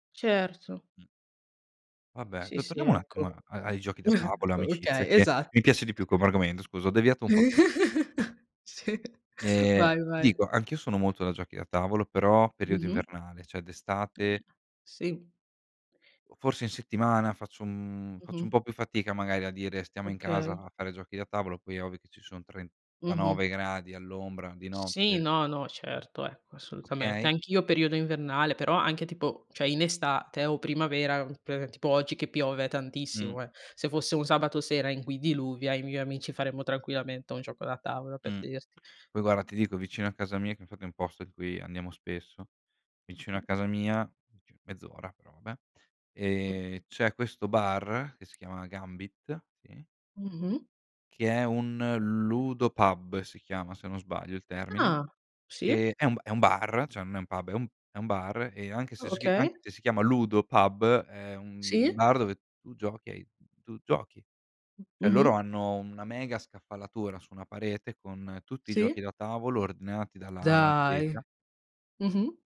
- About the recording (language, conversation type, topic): Italian, unstructured, Come ti piace passare il tempo con i tuoi amici?
- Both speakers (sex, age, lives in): female, 20-24, Italy; male, 25-29, Italy
- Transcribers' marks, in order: chuckle; laugh; laughing while speaking: "Sì, vai vai"; chuckle; "cioè" said as "ceh"; unintelligible speech; "cioè" said as "ceh"; tapping; "cioè" said as "ceh"; "Cioè" said as "ceh"; other background noise